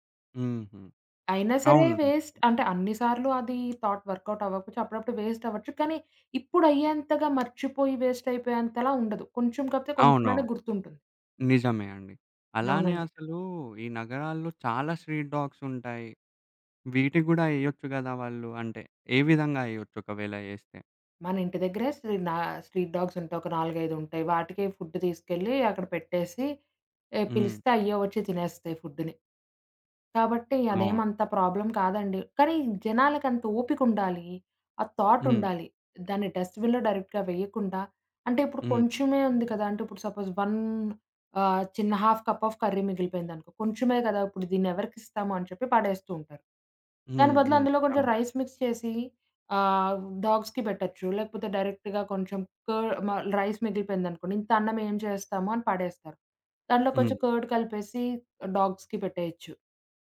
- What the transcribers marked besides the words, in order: in English: "వేస్ట్"; other background noise; in English: "థాట్"; tapping; in English: "స్ట్రీట్"; in English: "స్ట్రీట్"; in English: "ఫుడ్"; in English: "ప్రాబ్లం"; in English: "డస్ట్‌బిన్‌లో డైరెక్ట్‌గా"; in English: "సపోజ్ వన్"; in English: "హాఫ్ కప్ ఆఫ్ కర్రీ"; in English: "రైస్ మిక్స్"; in English: "డాగ్స్‌కి"; in English: "డైరెక్ట్‌గా"; in English: "రైస్"; in English: "కర్డ్"; in English: "డాగ్స్‌కి"
- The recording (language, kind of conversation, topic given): Telugu, podcast, ఆహార వృథాను తగ్గించడానికి ఇంట్లో సులభంగా పాటించగల మార్గాలు ఏమేమి?